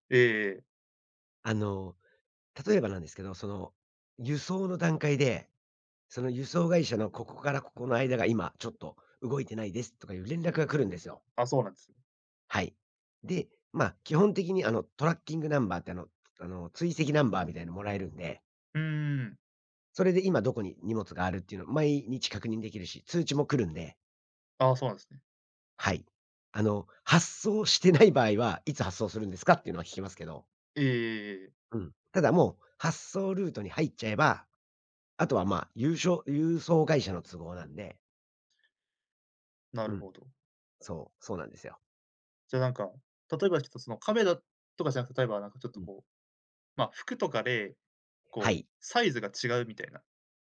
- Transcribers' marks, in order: in English: "tracking number"
- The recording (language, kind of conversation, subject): Japanese, podcast, オンラインでの買い物で失敗したことはありますか？